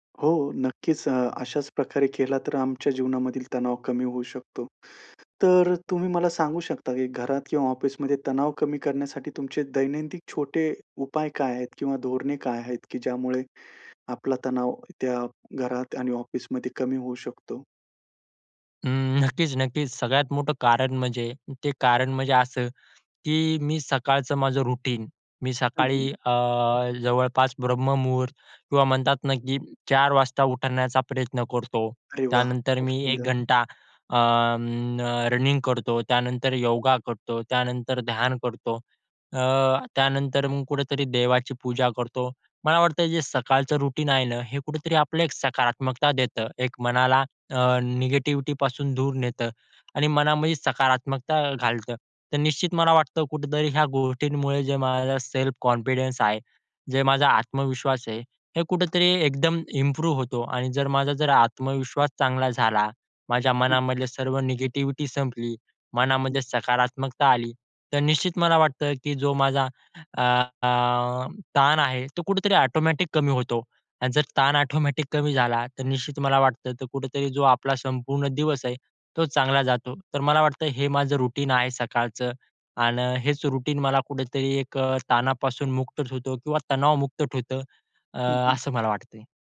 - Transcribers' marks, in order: tapping; in English: "रुटीन"; in English: "रुटीन"; in English: "सेल्फ कॉन्फिडन्स"; in English: "इम्प्रूव्ह"; other noise; in English: "रुटीन"; in English: "रुटीन"
- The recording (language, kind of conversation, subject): Marathi, podcast, तणाव आल्यावर तुम्ही सर्वात आधी काय करता?